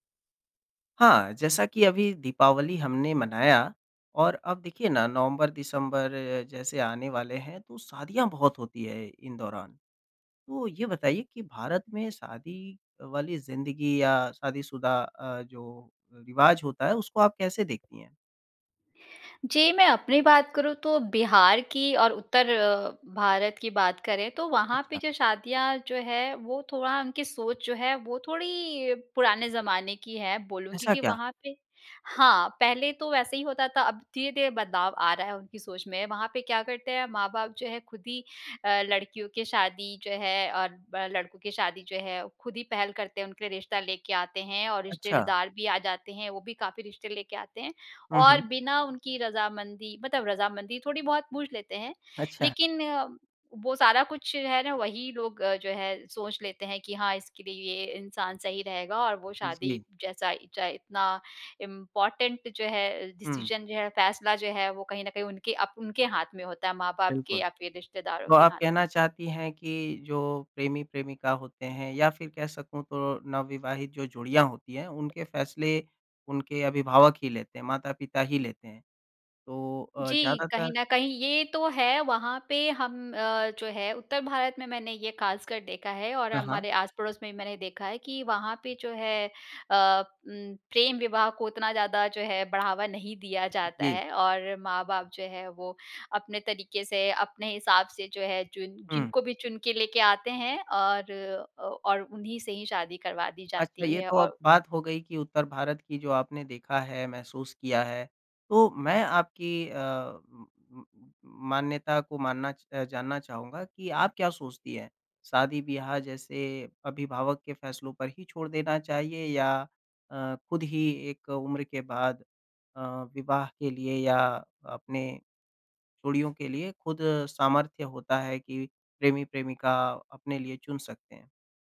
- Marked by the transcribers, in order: other background noise; tapping; in English: "इम्पोर्टेंट"; in English: "डिसीज़न"
- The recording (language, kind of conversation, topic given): Hindi, podcast, शादी या रिश्ते को लेकर बड़े फैसले आप कैसे लेते हैं?